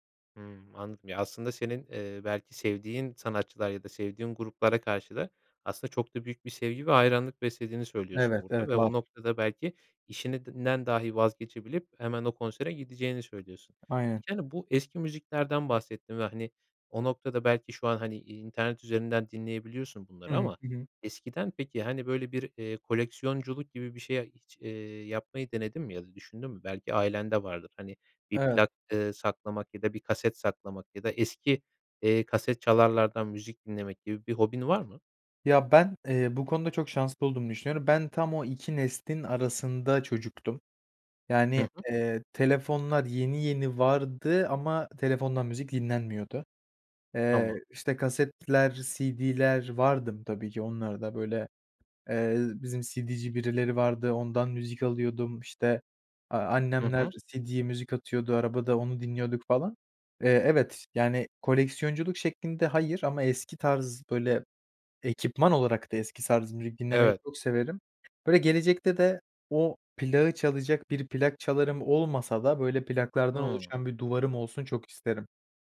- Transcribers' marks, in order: "işinden" said as "işinidnen"; other background noise; tapping; "tarz" said as "sarz"
- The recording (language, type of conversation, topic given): Turkish, podcast, Müzik zevkin zaman içinde nasıl değişti ve bu değişimde en büyük etki neydi?